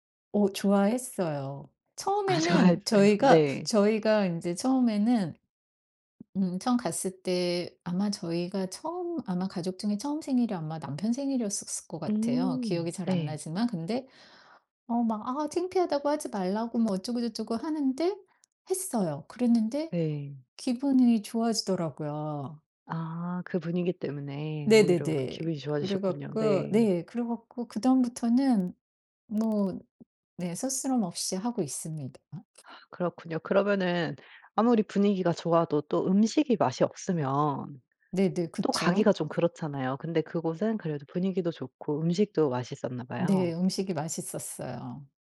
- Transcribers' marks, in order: laughing while speaking: "아 좋아했어요"; other background noise; other noise; tapping
- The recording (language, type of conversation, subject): Korean, podcast, 특별한 날에 꼭 챙겨 먹는 음식이 있나요?